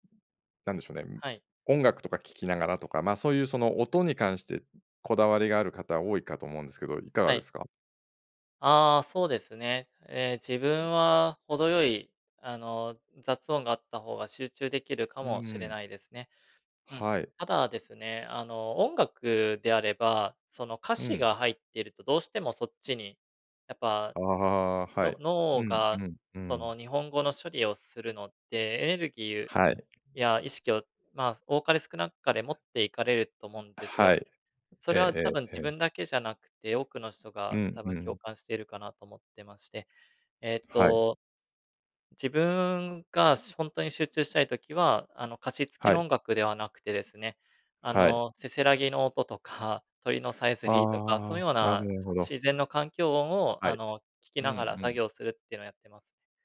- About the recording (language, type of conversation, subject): Japanese, podcast, 一人で作業するときに集中するコツは何ですか？
- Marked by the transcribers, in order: other background noise; tapping